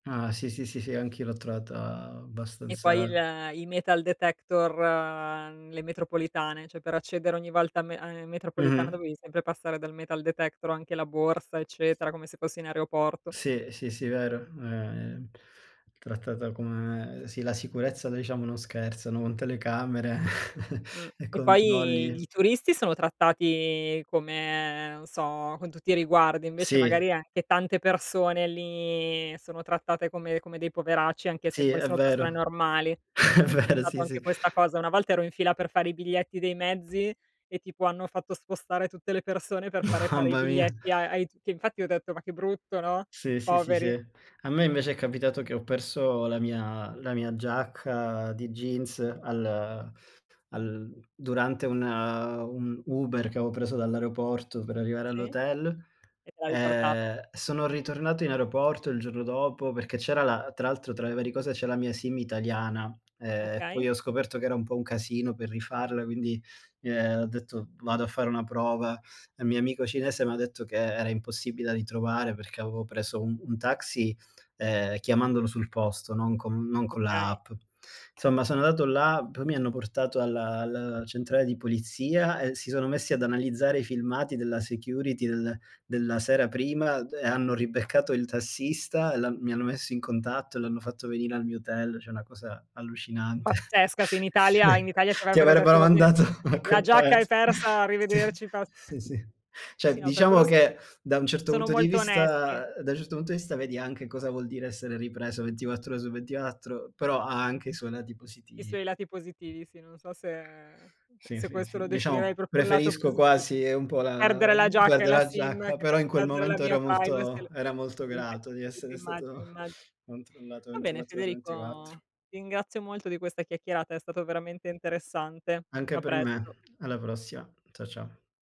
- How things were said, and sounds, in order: tapping; other background noise; drawn out: "detector"; "cioè" said as "ceh"; chuckle; drawn out: "lì"; chuckle; in English: "security"; "Cioè" said as "ceh"; chuckle; laughing while speaking: "mandato a quel paese"; "Cioè" said as "ceh"; unintelligible speech
- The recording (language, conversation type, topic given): Italian, unstructured, Qual è il luogo più sorprendente che hai visitato?